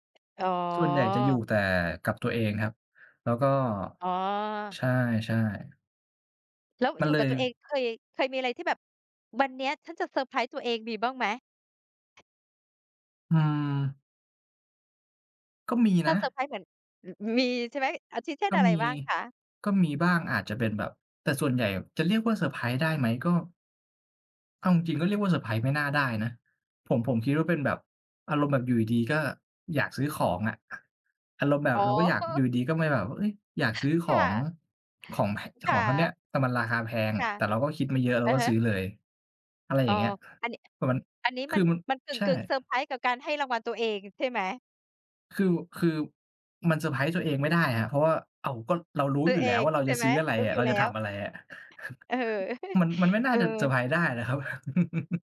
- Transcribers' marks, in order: other noise; other background noise; unintelligible speech; chuckle; chuckle
- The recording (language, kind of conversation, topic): Thai, unstructured, คุณมีวิธีอะไรบ้างที่จะทำให้วันธรรมดากลายเป็นวันพิเศษกับคนรักของคุณ?